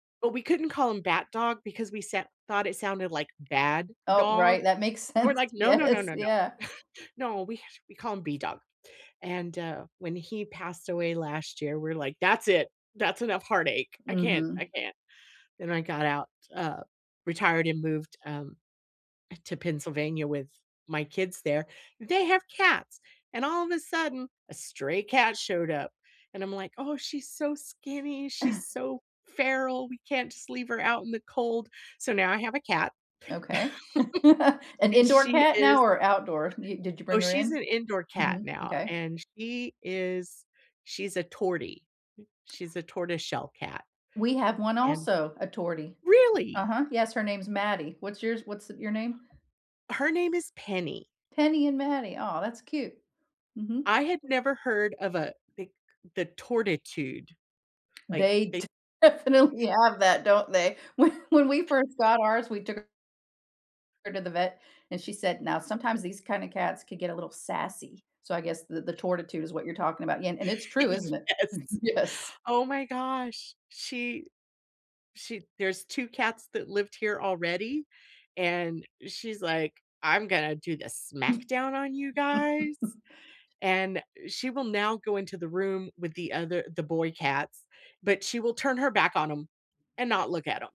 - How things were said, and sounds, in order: tapping; laughing while speaking: "sense, yes"; chuckle; chuckle; laugh; surprised: "Really?"; other background noise; laughing while speaking: "definitely"; laughing while speaking: "When"; laugh; laughing while speaking: "Yes"; chuckle; laughing while speaking: "Yes"; laugh
- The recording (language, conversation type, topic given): English, unstructured, What is a happy memory you have with a pet?
- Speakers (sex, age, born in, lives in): female, 55-59, United States, United States; female, 60-64, United States, United States